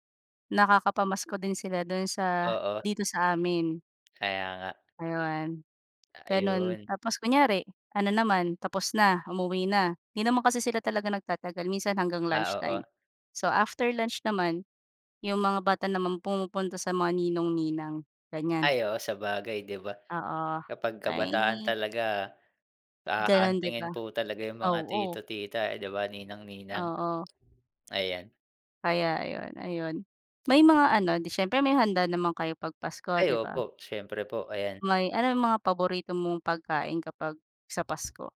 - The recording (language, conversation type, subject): Filipino, unstructured, Paano mo ipinagdiriwang ang Pasko sa inyong tahanan?
- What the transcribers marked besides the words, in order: other background noise